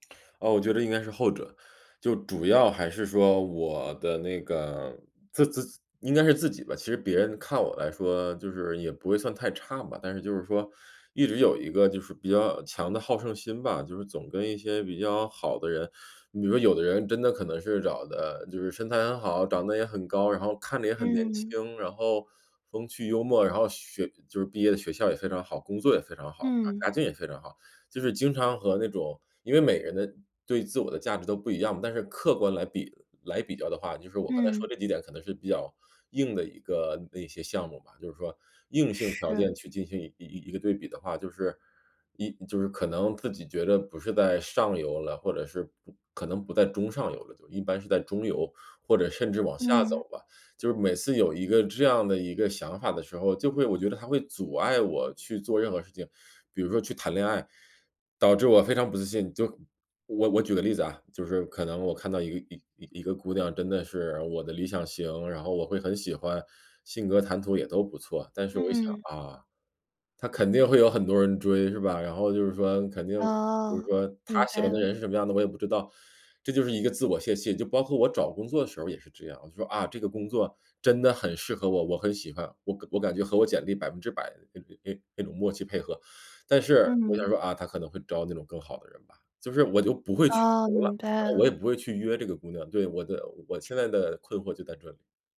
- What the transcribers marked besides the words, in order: other background noise
- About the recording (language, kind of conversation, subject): Chinese, advice, 我该如何在恋爱关系中建立自信和自我价值感？